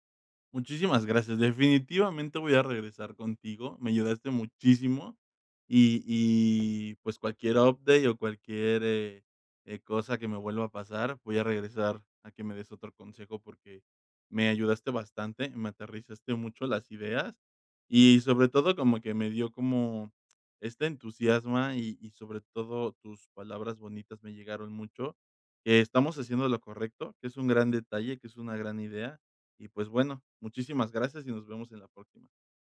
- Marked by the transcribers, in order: none
- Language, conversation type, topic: Spanish, advice, ¿Cómo puedo comprar un regalo memorable sin conocer bien sus gustos?